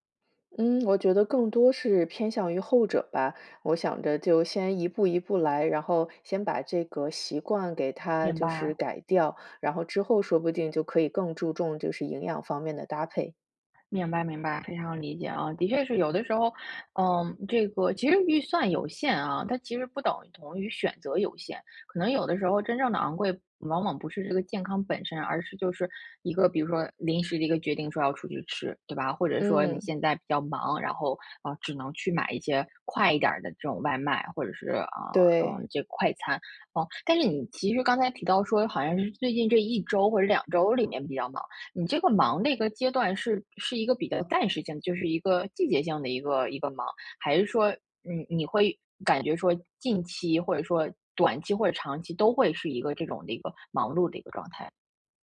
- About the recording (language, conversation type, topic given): Chinese, advice, 我怎样在预算有限的情况下吃得更健康？
- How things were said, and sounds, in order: none